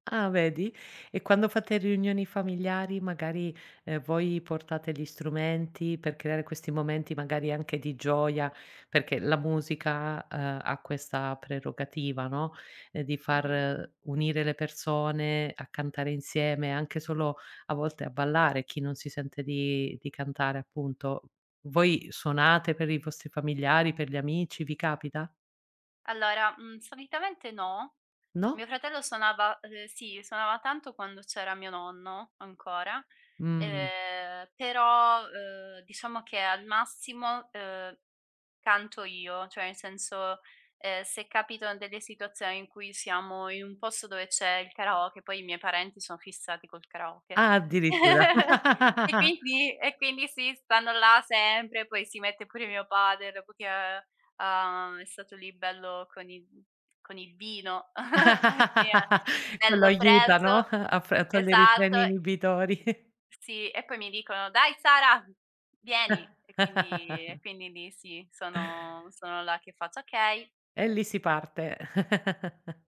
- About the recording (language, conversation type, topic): Italian, podcast, In che modo la musica esprime emozioni che non riesci a esprimere a parole?
- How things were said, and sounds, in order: "cioè" said as "ceh"; laugh; other background noise; laugh; laugh; chuckle; chuckle; put-on voice: "Dai Sara, vieni!"; laugh; put-on voice: "Okay!"; chuckle